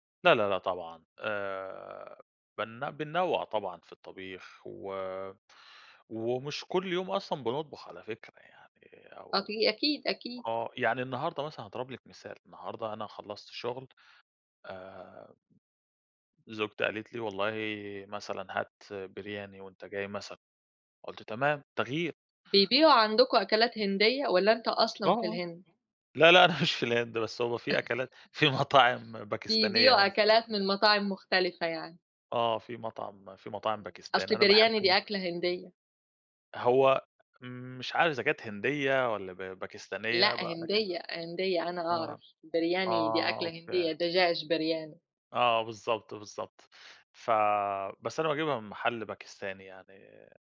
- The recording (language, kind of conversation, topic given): Arabic, podcast, إزاي بتخطط لأكل الأسبوع وتسوقه؟
- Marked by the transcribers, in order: laughing while speaking: "مش في الهند"; chuckle